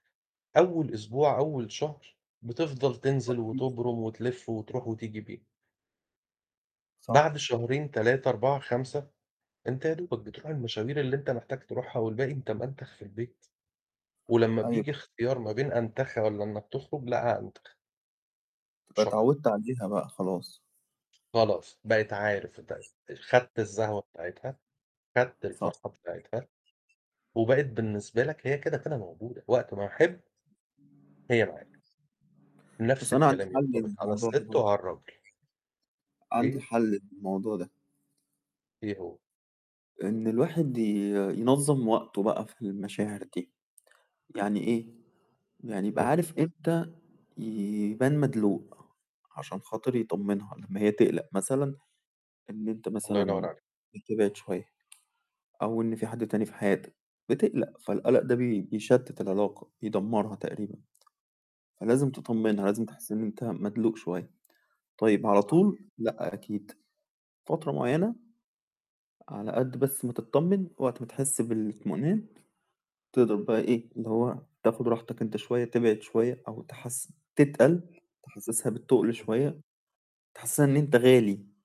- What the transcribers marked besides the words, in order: unintelligible speech; static; other background noise; mechanical hum; unintelligible speech; tapping; unintelligible speech
- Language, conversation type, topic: Arabic, unstructured, إزاي بتتعامل مع الخلافات في العلاقة؟
- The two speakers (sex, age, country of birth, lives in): male, 30-34, Egypt, Egypt; male, 40-44, Egypt, Portugal